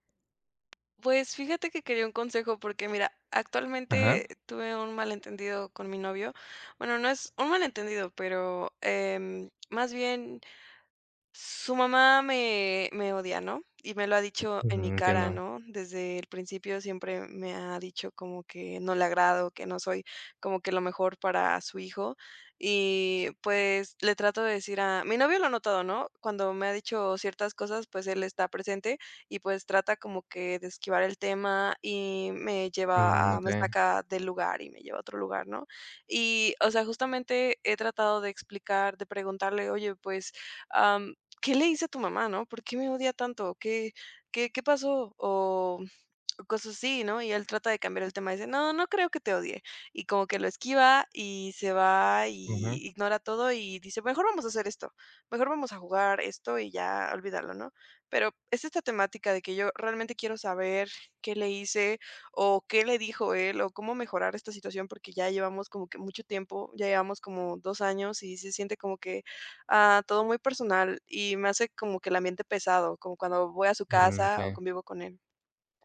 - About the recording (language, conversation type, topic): Spanish, advice, ¿Cómo puedo hablar con mi pareja sobre un malentendido?
- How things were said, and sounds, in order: other background noise